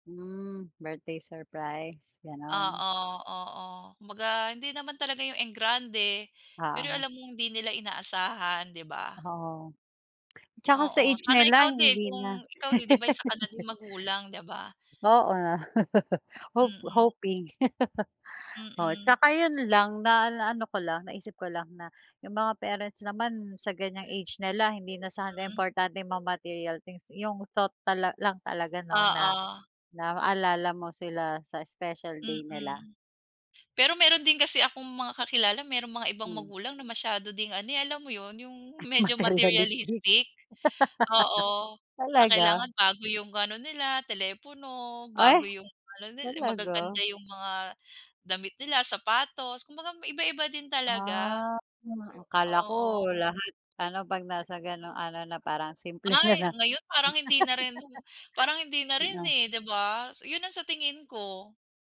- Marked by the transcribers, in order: tongue click; laugh; laughing while speaking: "Ay materialistic"; laugh; background speech; laughing while speaking: "lang"; chuckle
- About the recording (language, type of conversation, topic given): Filipino, unstructured, Ano ang pinakamasayang karanasan mo kasama ang iyong mga magulang?